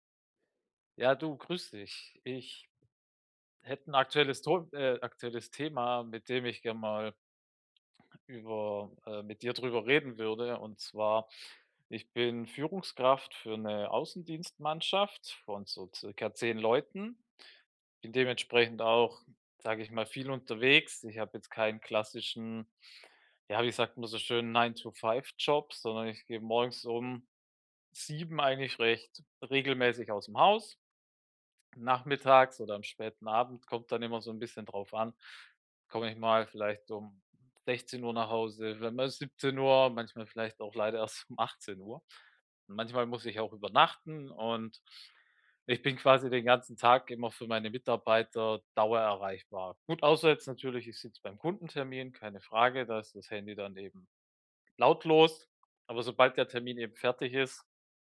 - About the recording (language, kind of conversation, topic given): German, advice, Wie kann ich meine berufliche Erreichbarkeit klar begrenzen?
- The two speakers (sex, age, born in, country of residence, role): male, 35-39, Germany, Germany, user; male, 70-74, Germany, Germany, advisor
- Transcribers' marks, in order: laughing while speaking: "erst"